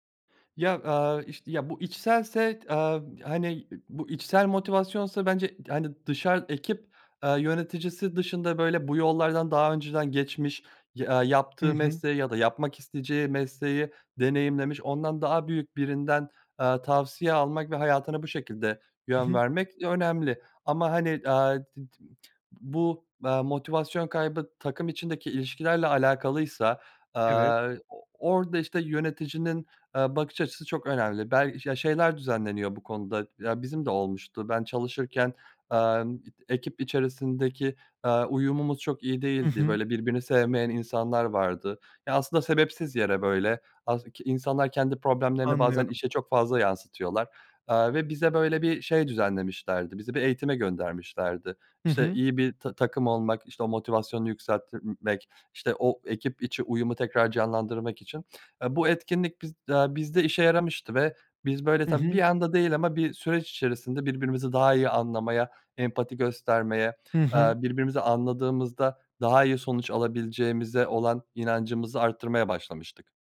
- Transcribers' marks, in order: other noise; other background noise; tapping; "yükseltmek" said as "yükseltimek"
- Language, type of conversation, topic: Turkish, podcast, Motivasyonu düşük bir takımı nasıl canlandırırsın?